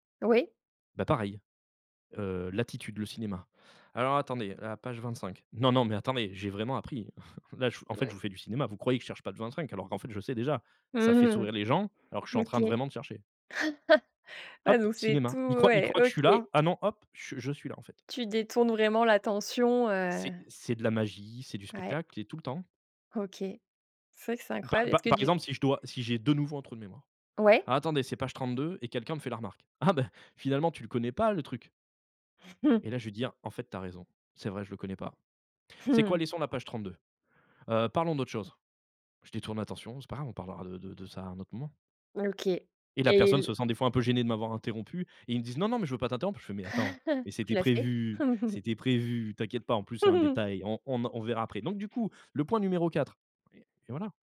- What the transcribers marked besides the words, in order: other noise; chuckle; laugh; laugh; laughing while speaking: "Tu l'as fait ?"; laugh; chuckle
- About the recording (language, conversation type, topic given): French, podcast, Comment débutes-tu un récit pour capter l’attention dès les premières secondes ?